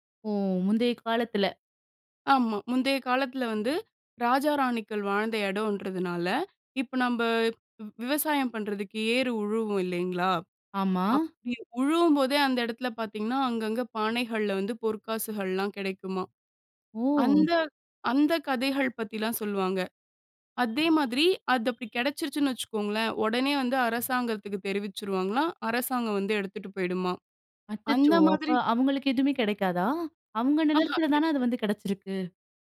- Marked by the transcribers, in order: none
- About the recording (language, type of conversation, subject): Tamil, podcast, பழைய குடும்பக் கதைகள் பொதுவாக எப்படிப் பகிரப்படுகின்றன?